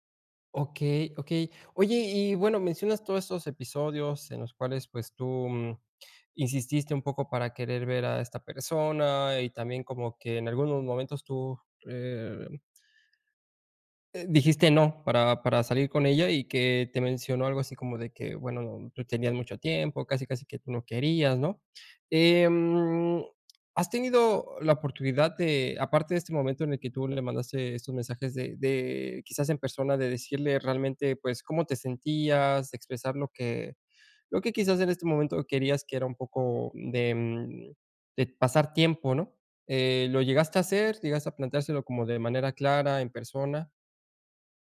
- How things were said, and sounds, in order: none
- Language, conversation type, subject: Spanish, advice, ¿Cómo puedo equilibrar lo que doy y lo que recibo en mis amistades?